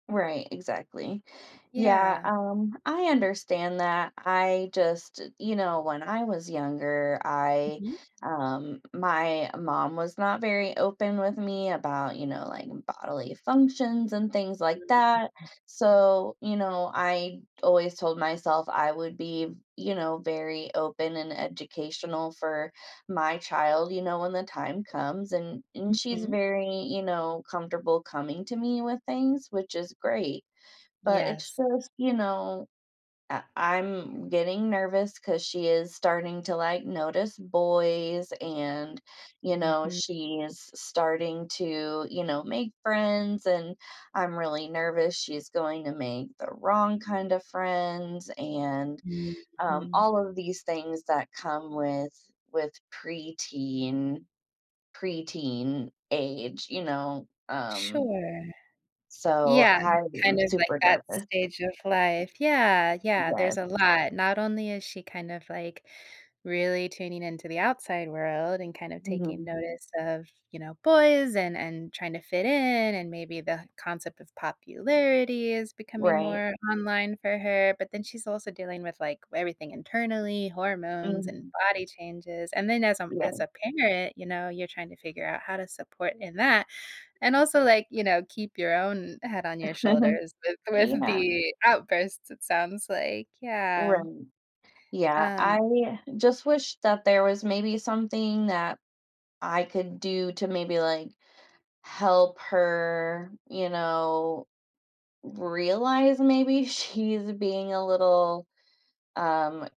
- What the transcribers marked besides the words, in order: unintelligible speech; other background noise; drawn out: "Mhm"; tapping; chuckle; laughing while speaking: "she's"
- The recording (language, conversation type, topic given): English, advice, How can I cope when parenting feels overwhelming?
- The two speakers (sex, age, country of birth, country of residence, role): female, 35-39, United States, United States, advisor; female, 35-39, United States, United States, user